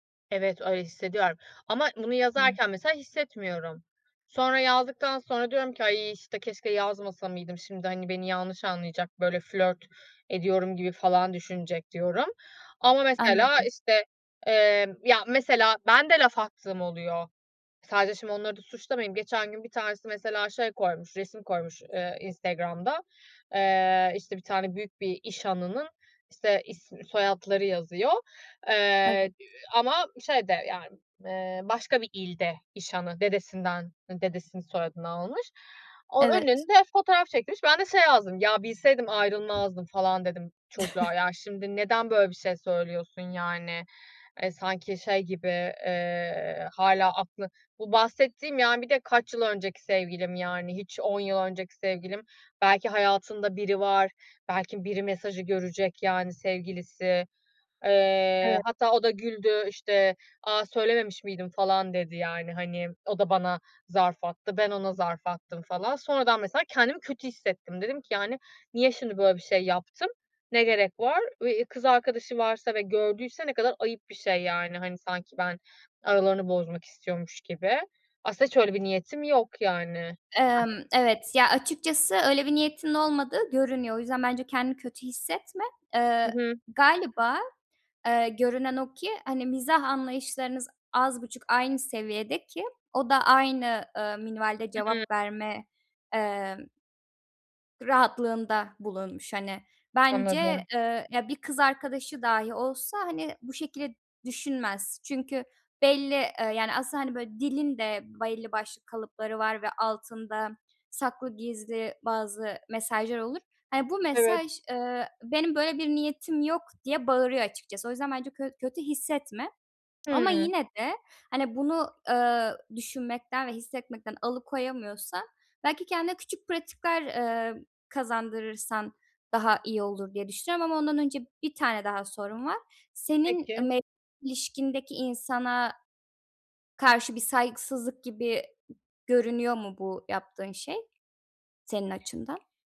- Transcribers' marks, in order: tapping; other background noise; unintelligible speech; giggle; unintelligible speech
- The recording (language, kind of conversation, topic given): Turkish, advice, Eski sevgilimle iletişimi kesmekte ve sınır koymakta neden zorlanıyorum?
- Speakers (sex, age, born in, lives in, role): female, 25-29, Turkey, Germany, advisor; female, 35-39, Turkey, Finland, user